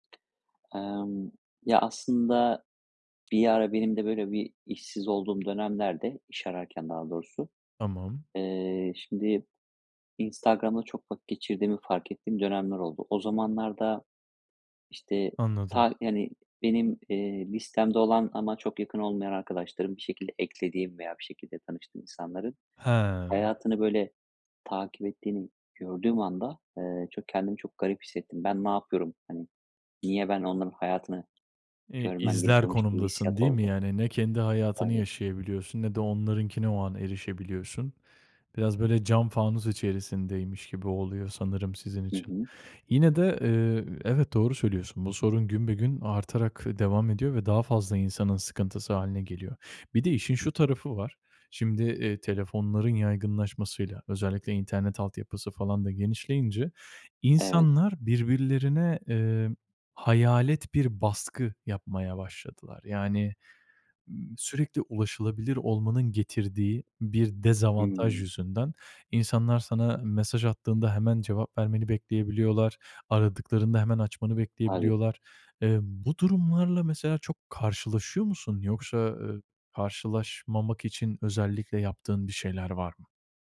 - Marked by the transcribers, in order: tapping; other background noise; unintelligible speech
- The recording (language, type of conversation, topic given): Turkish, podcast, Telefon ve sosyal medyayla başa çıkmak için hangi stratejileri kullanıyorsun?